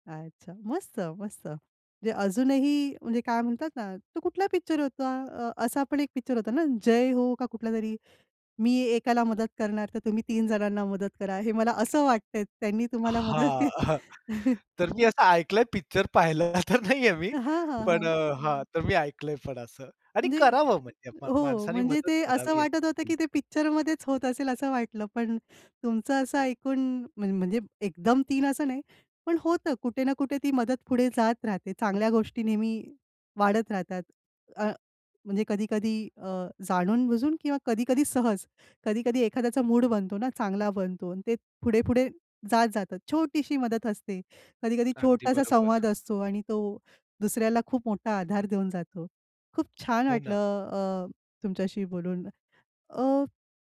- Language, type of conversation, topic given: Marathi, podcast, अनपेक्षित मदतीमुळे तुमच्या आयुष्यात काय बदल झाला?
- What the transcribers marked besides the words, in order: tapping; chuckle; laughing while speaking: "मदत के"; chuckle; laughing while speaking: "पाहिलेला तर नाही आहे मी"; other background noise; unintelligible speech